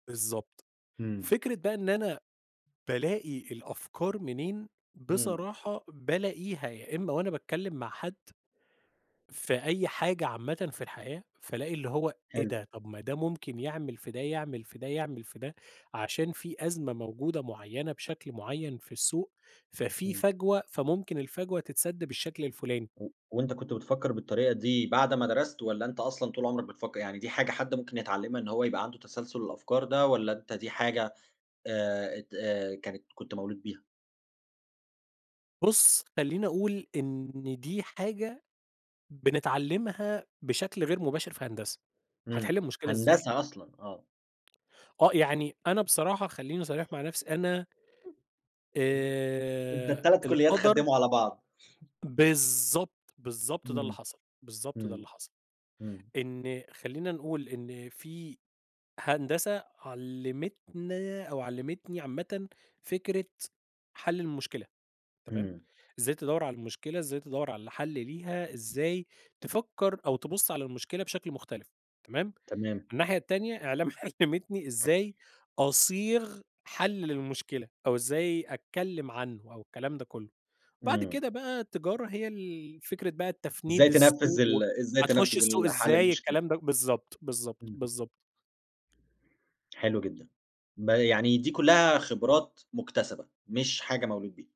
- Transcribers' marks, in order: other noise; tapping; laughing while speaking: "علّمتني"
- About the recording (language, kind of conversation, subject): Arabic, podcast, إزاي بتلاقي الإلهام عشان تبدأ مشروع جديد؟